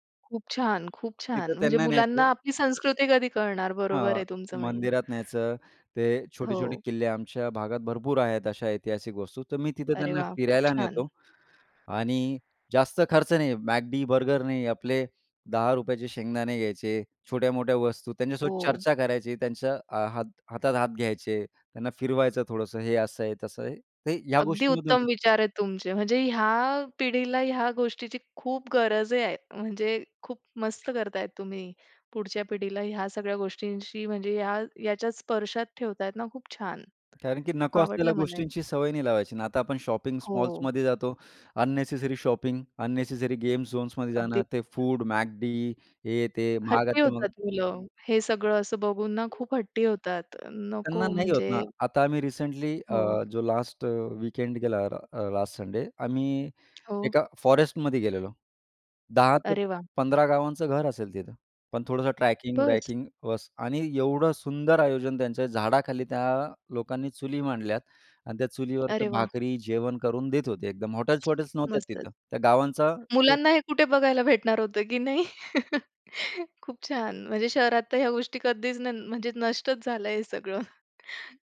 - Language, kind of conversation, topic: Marathi, podcast, तुम्हाला प्रेरणा मिळवण्याचे मार्ग कोणते आहेत?
- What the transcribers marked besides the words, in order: other background noise; tapping; in English: "शॉपिंग"; in English: "अननेसेसरी शॉपिंग, अननेसेसरी"; in English: "झोन्समध्ये"; in English: "वीकेंड"; other noise; laughing while speaking: "की नाही"; chuckle; laughing while speaking: "सगळं"